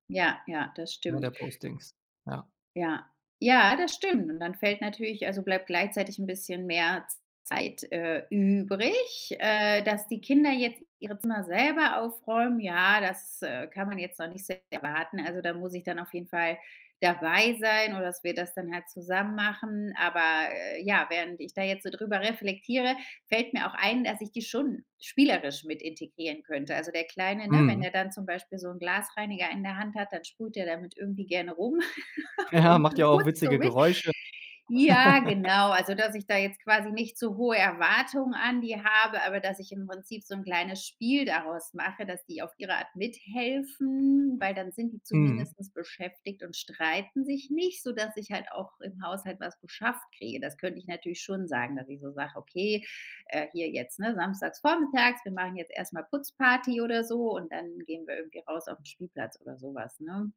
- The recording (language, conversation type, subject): German, advice, Wie plane ich meine freien Tage so, dass ich mich erhole und trotzdem produktiv bin?
- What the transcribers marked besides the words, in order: other background noise; drawn out: "übrig"; laugh; laughing while speaking: "Ja"; laugh; "zumindest" said as "zumindestens"